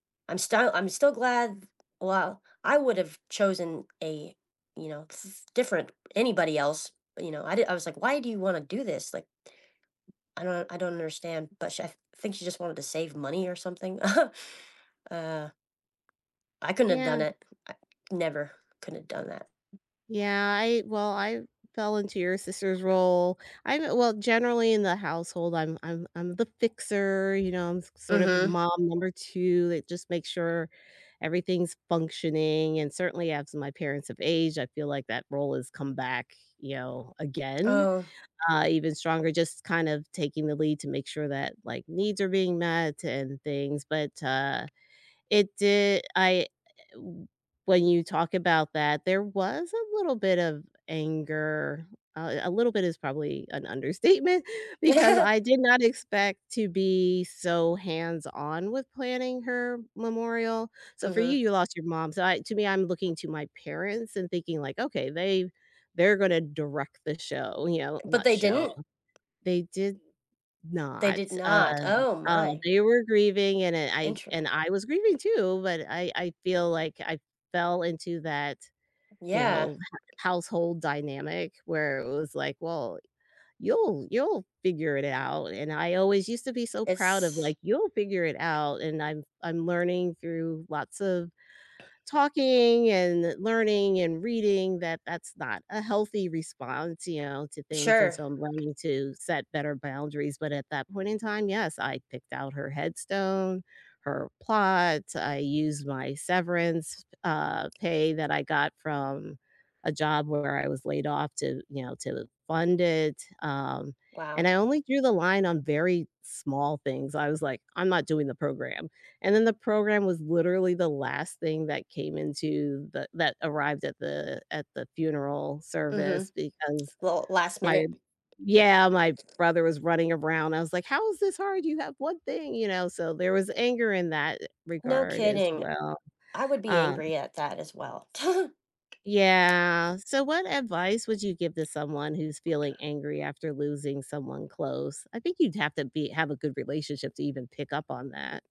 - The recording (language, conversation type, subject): English, unstructured, Have you ever felt angry after losing someone important?
- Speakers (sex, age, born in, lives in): female, 45-49, United States, United States; female, 55-59, United States, United States
- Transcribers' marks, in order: chuckle; laughing while speaking: "understatement"; laugh; tapping; other background noise; laugh